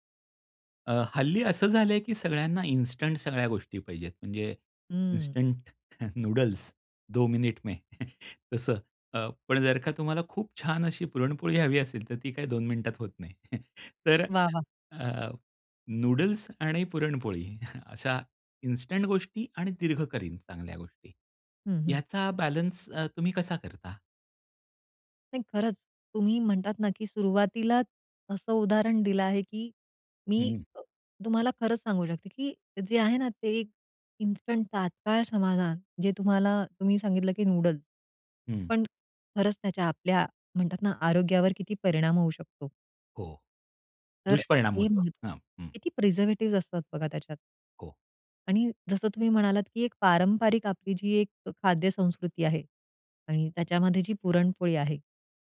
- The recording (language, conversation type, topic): Marathi, podcast, तात्काळ समाधान आणि दीर्घकालीन वाढ यांचा तोल कसा सांभाळतोस?
- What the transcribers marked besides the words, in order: in English: "इन्स्टंट"; in English: "इन्स्टंट"; in Hindi: "दो मिनिट में"; laughing while speaking: "दो मिनिट में"; chuckle; in English: "इन्स्टंट"; in English: "इन्स्टंट"; in English: "प्रिझर्वेटिव्स"